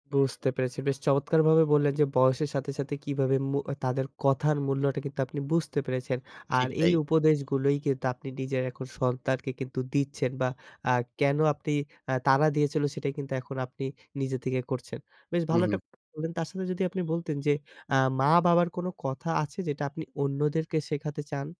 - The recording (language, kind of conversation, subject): Bengali, podcast, কোন মা-বাবার কথা এখন আপনাকে বেশি ছুঁয়ে যায়?
- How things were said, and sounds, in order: horn; tapping